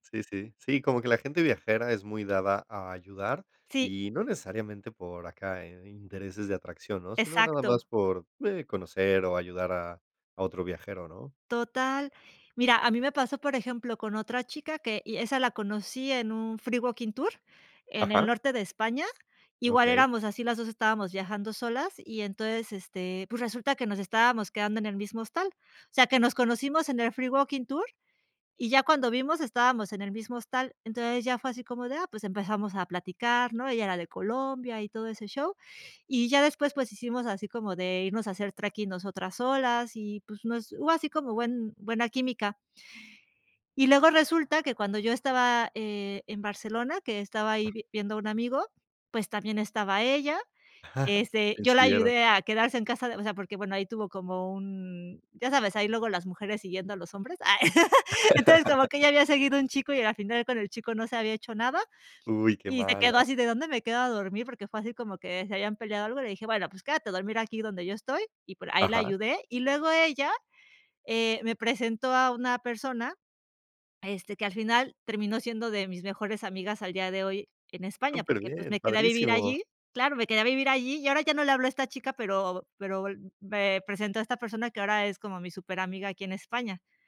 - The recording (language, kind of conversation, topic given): Spanish, podcast, ¿Qué haces para conocer gente nueva cuando viajas solo?
- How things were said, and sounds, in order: in English: "free walking tour"; in English: "free walking tour"; in English: "treking"; other noise; chuckle; chuckle; laugh